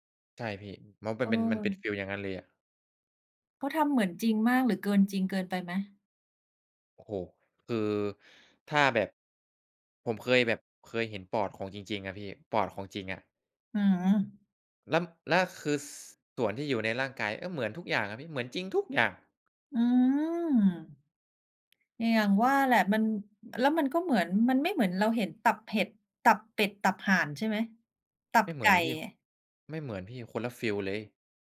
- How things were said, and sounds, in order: stressed: "ทุก"
- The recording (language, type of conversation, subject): Thai, unstructured, อะไรทำให้ภาพยนตร์บางเรื่องชวนให้รู้สึกน่ารังเกียจ?